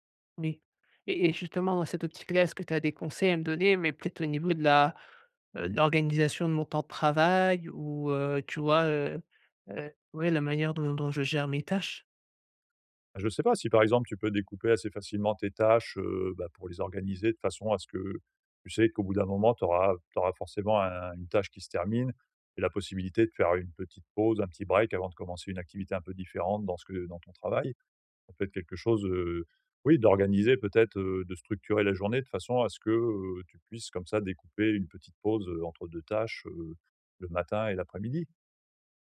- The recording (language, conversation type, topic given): French, advice, Comment faire des pauses réparatrices qui boostent ma productivité sur le long terme ?
- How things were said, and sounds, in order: tapping